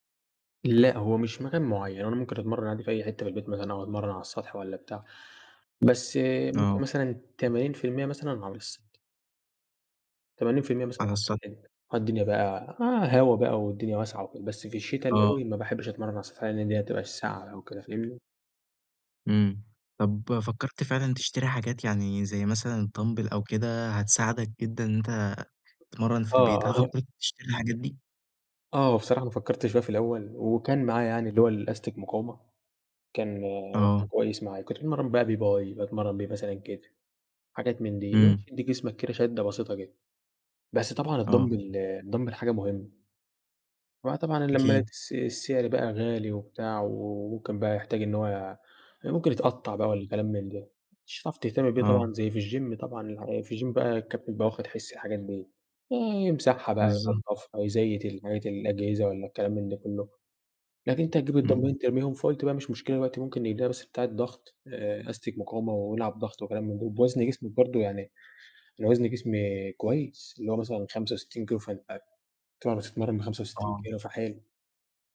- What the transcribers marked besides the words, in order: in English: "الدامبل"; other background noise; other noise; in English: "باي"; in English: "الدامبل، الدامبل"; in English: "الGYM"; in English: "الGYM"; in English: "الدامبلين"; unintelligible speech
- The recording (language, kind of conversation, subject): Arabic, podcast, إزاي تحافظ على نشاطك البدني من غير ما تروح الجيم؟
- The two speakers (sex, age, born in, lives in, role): male, 18-19, Egypt, Egypt, guest; male, 20-24, Egypt, Egypt, host